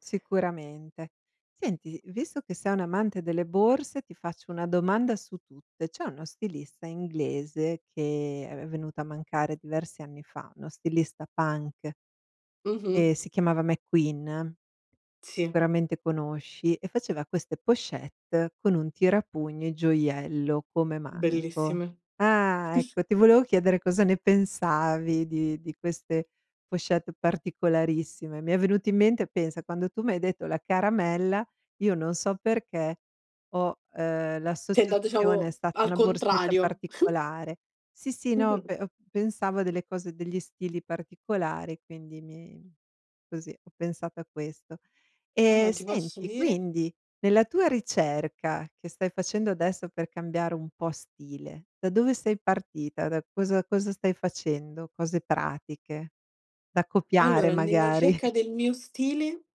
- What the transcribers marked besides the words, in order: tapping; "Sicuramente" said as "curamente"; drawn out: "Ah"; other noise; other background noise; "diciamo" said as "ciamo"; giggle; chuckle; laughing while speaking: "magari"
- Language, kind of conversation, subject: Italian, podcast, Puoi raccontare un esempio di stile personale che ti rappresenta davvero?